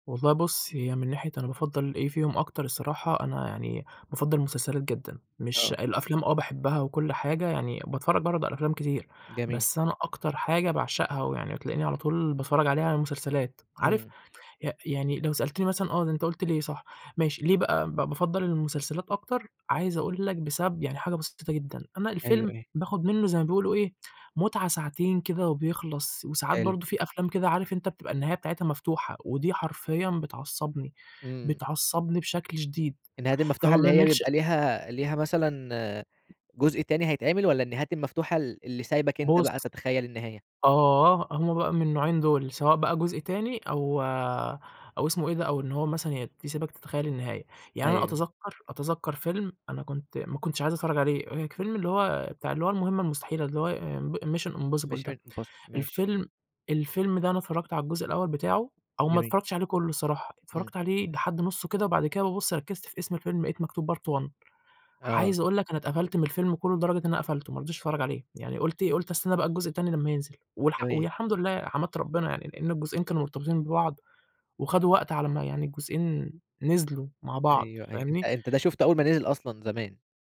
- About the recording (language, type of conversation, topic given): Arabic, podcast, بتفضّل الأفلام ولا المسلسلات وليه؟
- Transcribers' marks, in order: tapping; in English: "mission impossible"; in English: "mission impossible"; in English: "part 1"